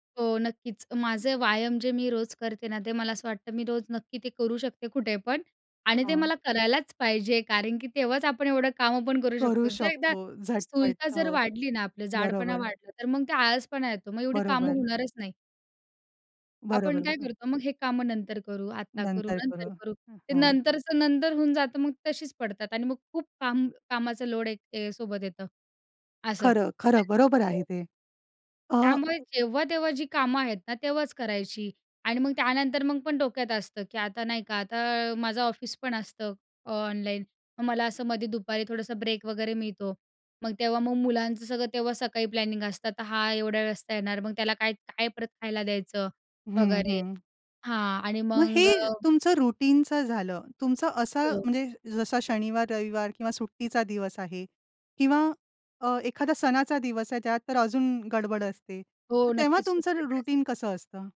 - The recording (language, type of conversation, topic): Marathi, podcast, सकाळची दिनचर्या तुम्ही कशी ठेवता?
- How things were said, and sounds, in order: in English: "रुटीनचं"; in English: "रुटीन"